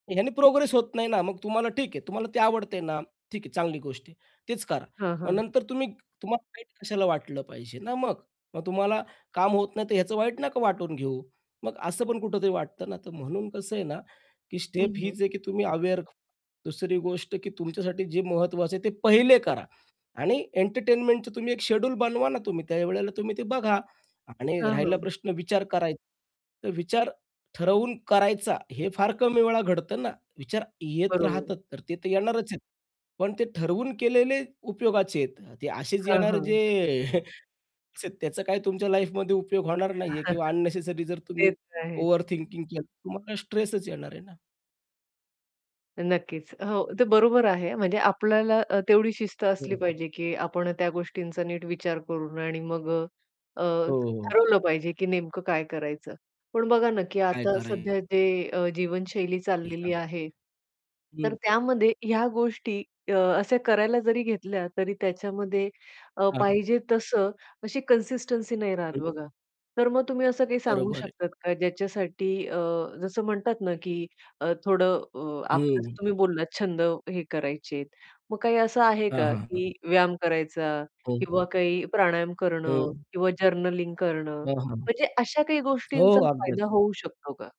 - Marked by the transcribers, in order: static; distorted speech; in English: "स्टेप"; in English: "अवेअर"; stressed: "पहिले"; other background noise; chuckle; unintelligible speech; in English: "लाईफमध्ये"; in English: "अननेसेसरी"; chuckle; unintelligible speech; tapping; unintelligible speech; in English: "जर्नलिंग"
- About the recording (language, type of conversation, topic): Marathi, podcast, वास्तवापासून पळणं आणि विचारपूर्वक पाऊल उचलणं यामधलं संतुलन तू कसं राखतोस?